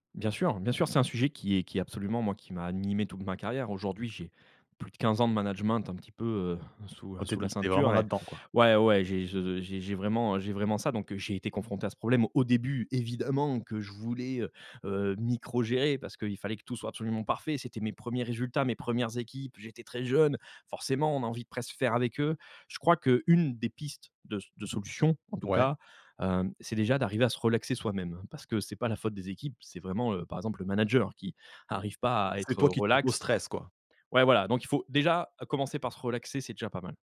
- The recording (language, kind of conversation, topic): French, podcast, Comment déléguer sans microgérer ?
- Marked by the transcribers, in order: none